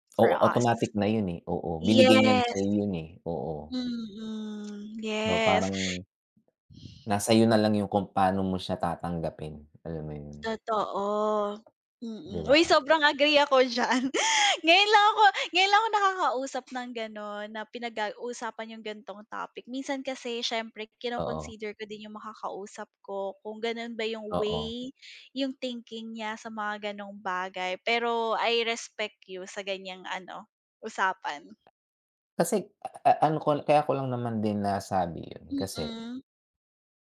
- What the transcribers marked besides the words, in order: tapping; laughing while speaking: "diyan"
- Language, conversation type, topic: Filipino, unstructured, Ano ang mga paborito mong ginagawa para mapawi ang lungkot?